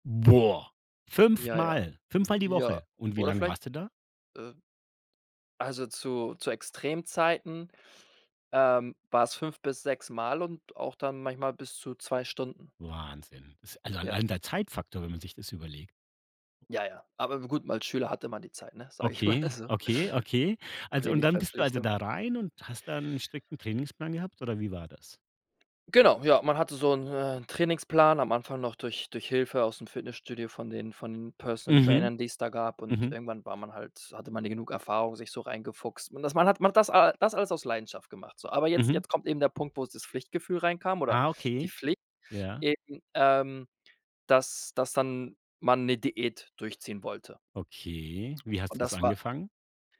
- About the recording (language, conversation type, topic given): German, podcast, Treibt dich eher Leidenschaft oder Pflichtgefühl an?
- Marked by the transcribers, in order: laughing while speaking: "mal"; other background noise